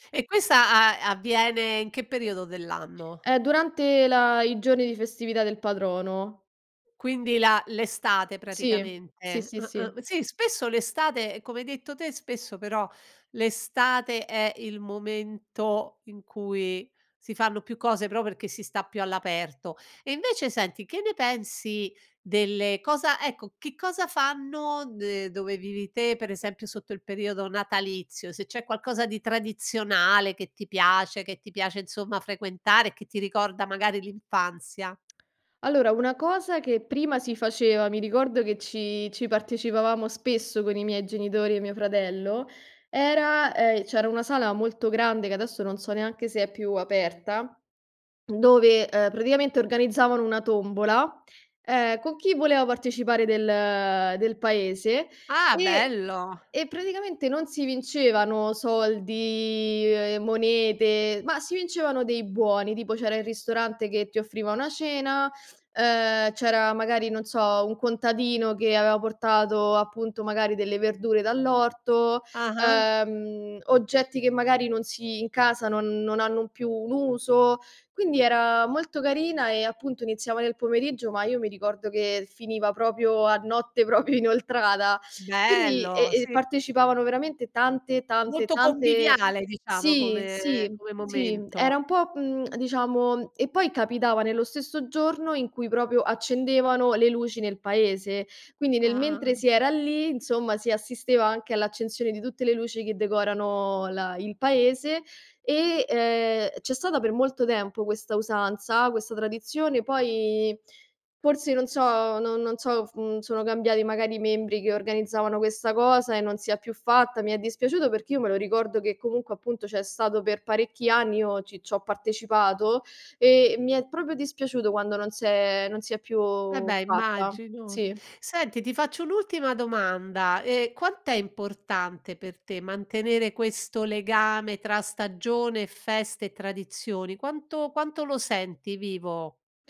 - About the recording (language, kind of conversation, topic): Italian, podcast, Come si collegano le stagioni alle tradizioni popolari e alle feste?
- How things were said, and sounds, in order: other background noise; "aveva" said as "avea"; tapping; "proprio" said as "propio"; laughing while speaking: "propio"; "proprio" said as "propio"; "proprio" said as "propio"; "proprio" said as "propio"